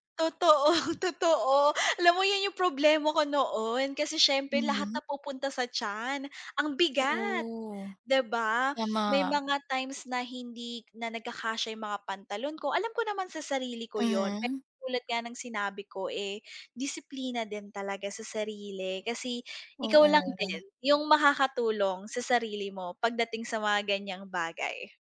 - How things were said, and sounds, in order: laughing while speaking: "Totoo"; drawn out: "Oo"
- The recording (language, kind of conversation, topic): Filipino, unstructured, Ano ang pinakaepektibong paraan upang manatiling malusog araw-araw?